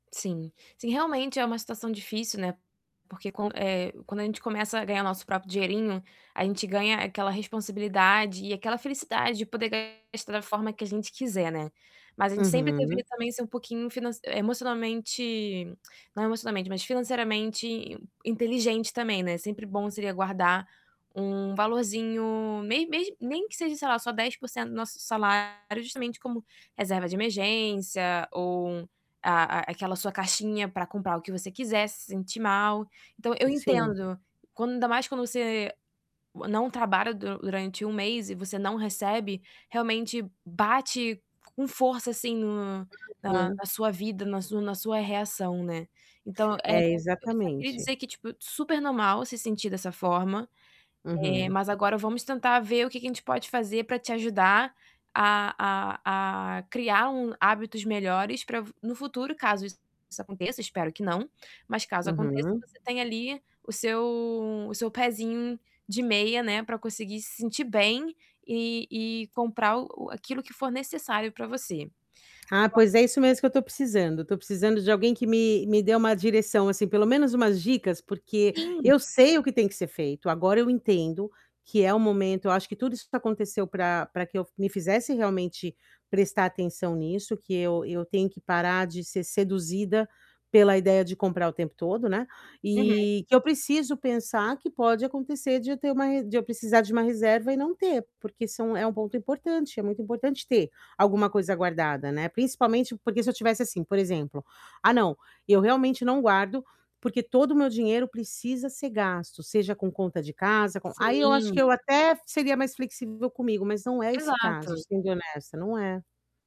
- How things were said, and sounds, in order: distorted speech; static; tongue click; other background noise; tapping; unintelligible speech
- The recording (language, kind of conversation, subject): Portuguese, advice, Como posso limitar meu acesso a coisas que me tentam?